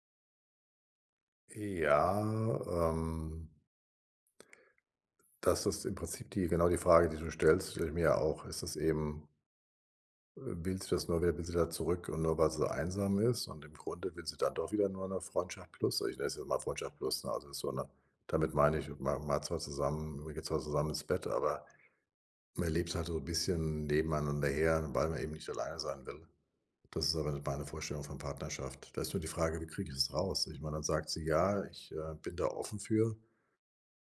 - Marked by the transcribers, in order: none
- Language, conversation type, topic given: German, advice, Bin ich emotional bereit für einen großen Neuanfang?